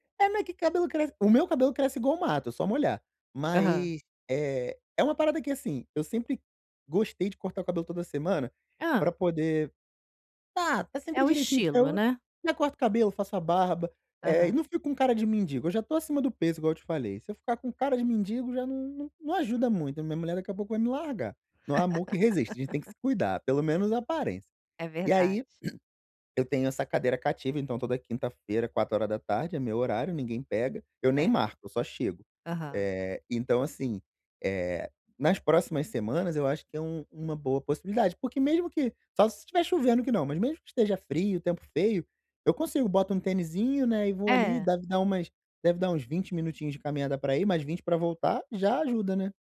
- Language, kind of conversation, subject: Portuguese, advice, Como posso sair de uma estagnação nos treinos que dura há semanas?
- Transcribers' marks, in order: laugh; throat clearing